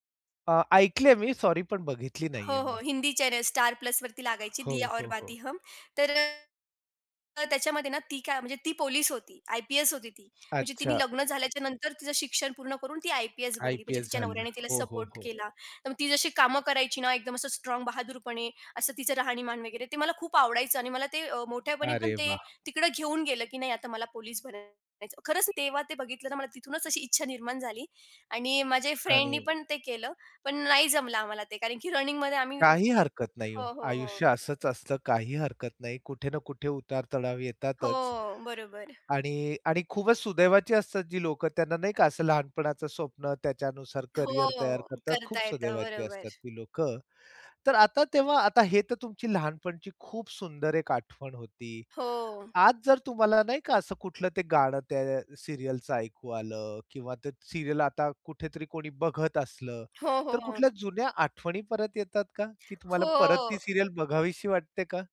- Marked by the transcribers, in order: in English: "चॅनेल"; other background noise; other noise; tapping; in English: "सीरियलच"; in English: "सीरियल"; in English: "सीरियल"
- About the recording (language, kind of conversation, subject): Marathi, podcast, लहानपणी तुम्हाला कोणत्या दूरचित्रवाणी मालिकेची भलतीच आवड लागली होती?